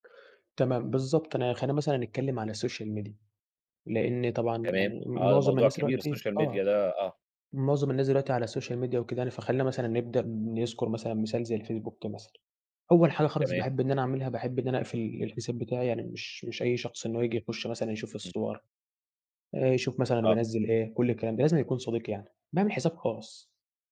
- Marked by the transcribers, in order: in English: "الsocial media"; in English: "الsocial media"; in English: "الsocial media"
- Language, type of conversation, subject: Arabic, podcast, إزاي بتحمي خصوصيتك على الشبكات الاجتماعية؟